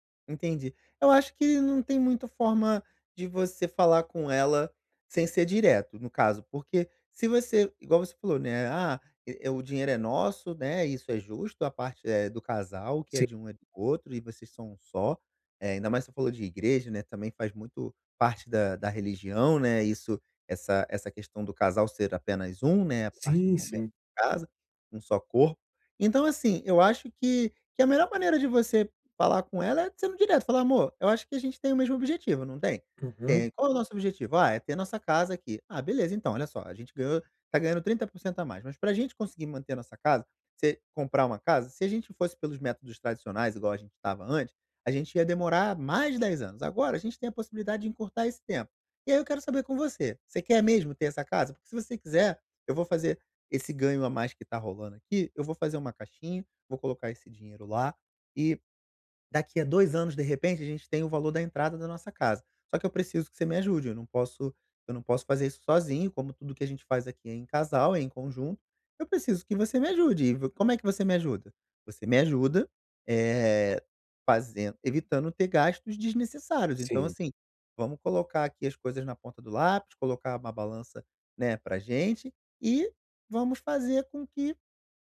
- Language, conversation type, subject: Portuguese, advice, Como posso evitar que meus gastos aumentem quando eu receber um aumento salarial?
- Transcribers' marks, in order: none